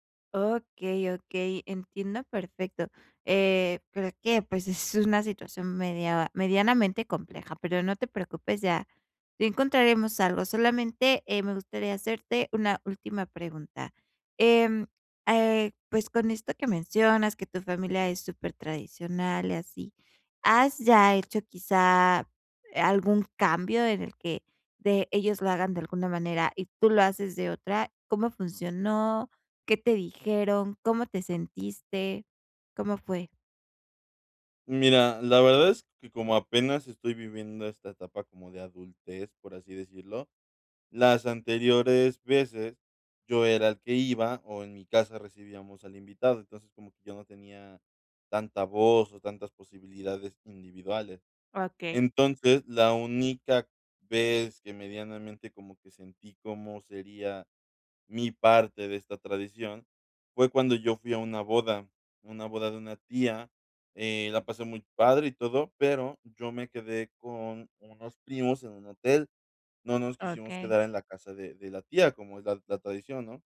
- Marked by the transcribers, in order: none
- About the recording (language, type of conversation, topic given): Spanish, advice, ¿Cómo puedes equilibrar tus tradiciones con la vida moderna?